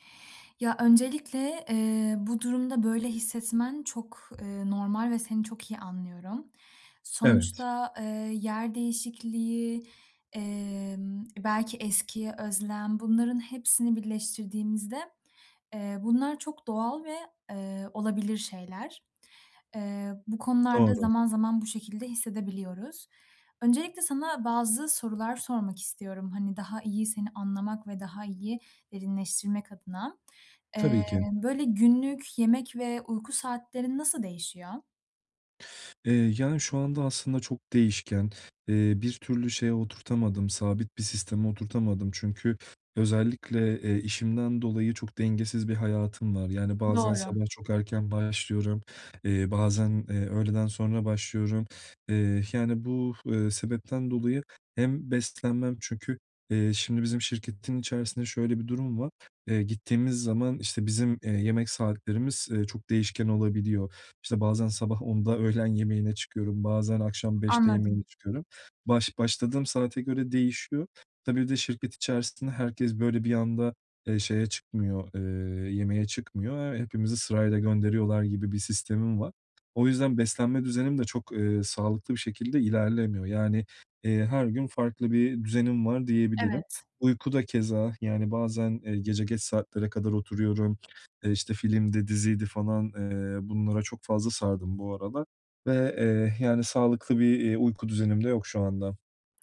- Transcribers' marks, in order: tapping; other background noise
- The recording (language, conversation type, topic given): Turkish, advice, Yeni bir yerde beslenme ve uyku düzenimi nasıl iyileştirebilirim?